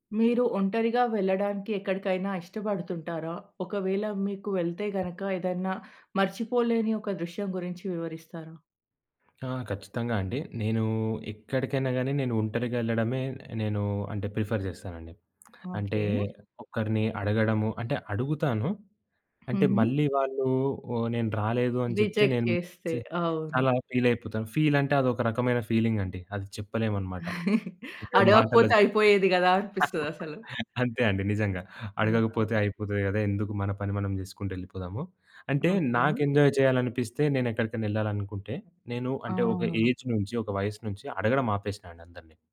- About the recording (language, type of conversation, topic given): Telugu, podcast, మీరు ఒంటరిగా వెళ్లి చూసి మరచిపోలేని దృశ్యం గురించి చెప్పగలరా?
- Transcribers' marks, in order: tapping; other background noise; in English: "ప్రిఫర్"; in English: "ఫీల్"; in English: "రిజెక్ట్"; in English: "ఫీల్"; in English: "ఫీలింగ్"; chuckle; in English: "యాహ్"; in English: "ఎంజాయ్"; in English: "ఏజ్"